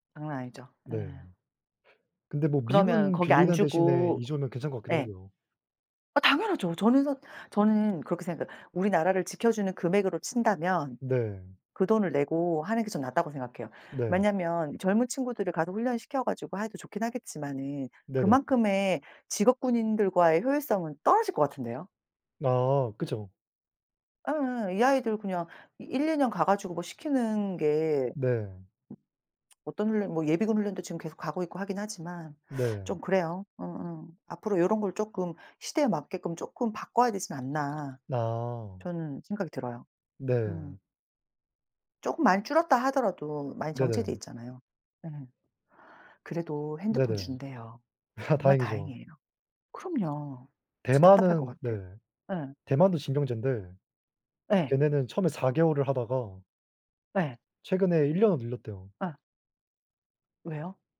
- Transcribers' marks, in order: tapping; other background noise; laughing while speaking: "아"
- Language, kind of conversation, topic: Korean, unstructured, 미래에 어떤 직업을 갖고 싶으신가요?